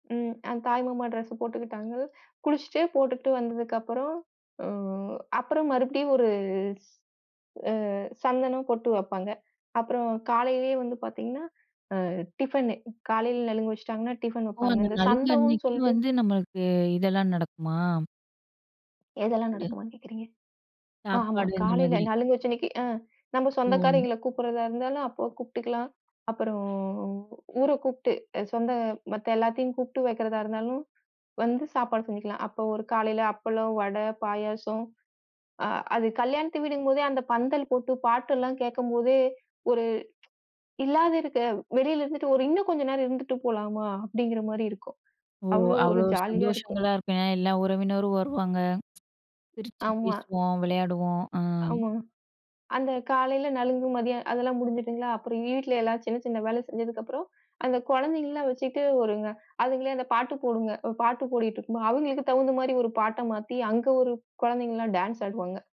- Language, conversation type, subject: Tamil, podcast, உங்கள் குடும்பத்தில் திருமணங்கள் எப்படி கொண்டாடப்படுகின்றன?
- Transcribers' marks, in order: other background noise; other noise; tapping; tsk; "ஓடிட்டு" said as "போடிட்டு"